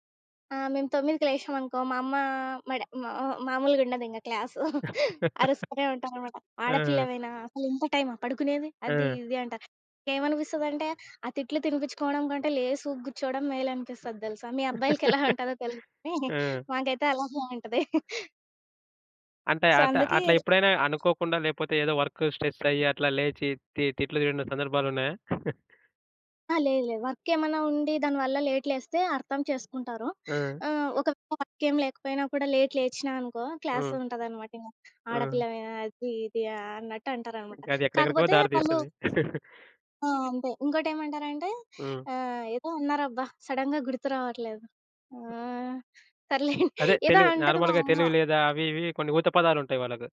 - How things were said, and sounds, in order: laugh; chuckle; other background noise; chuckle; laughing while speaking: "మీ అబ్బాయిలకి ఎలా ఉంటుందో తెలీదు గాని మాకైతే అలాగే ఉంటది"; in English: "సో"; chuckle; in English: "వర్క్"; in English: "లేట్"; in English: "వర్క్"; in English: "లేట్"; in English: "క్లాస్"; chuckle; in English: "సడన్‌గా"; laughing while speaking: "ఏదో అంటది మా అమ్మ"; in English: "నార్మల్‌గా"
- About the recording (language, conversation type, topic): Telugu, podcast, మీరు మీ రోజు ఉదయం ఎలా ప్రారంభిస్తారు?